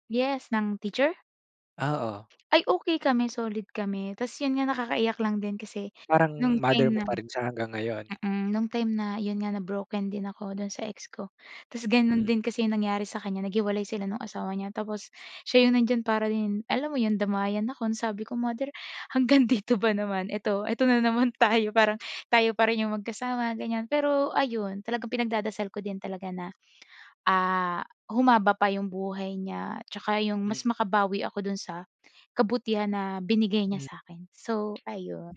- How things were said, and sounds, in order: laughing while speaking: "hanggang dito ba"; tapping
- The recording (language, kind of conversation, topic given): Filipino, podcast, Sino ang tumulong sa’yo na magbago, at paano niya ito nagawa?